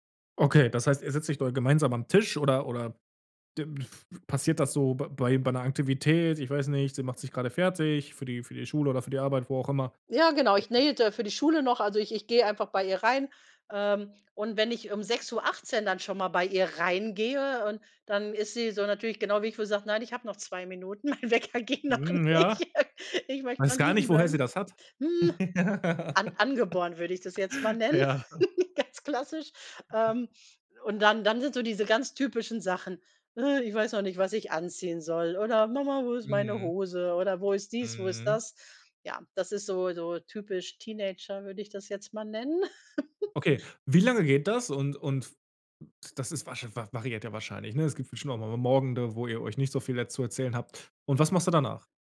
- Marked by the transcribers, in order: unintelligible speech; unintelligible speech; unintelligible speech; laughing while speaking: "mein Wecker ging noch nicht"; giggle; laughing while speaking: "Ja. Ja"; chuckle; snort; chuckle; other background noise; other noise; chuckle
- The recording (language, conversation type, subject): German, podcast, Wie sieht dein typischer Morgen aus?